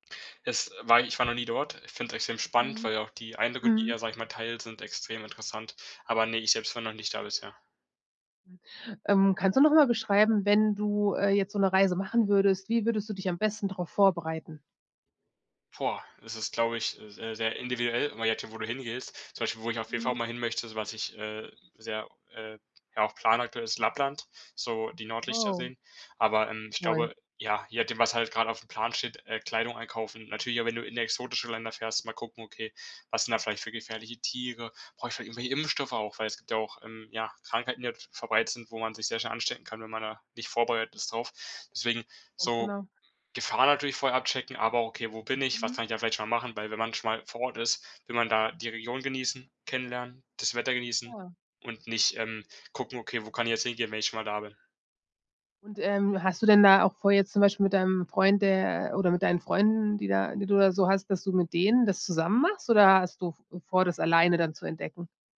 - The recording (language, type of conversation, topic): German, podcast, Wer hat dir einen Ort gezeigt, den sonst niemand kennt?
- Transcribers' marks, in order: none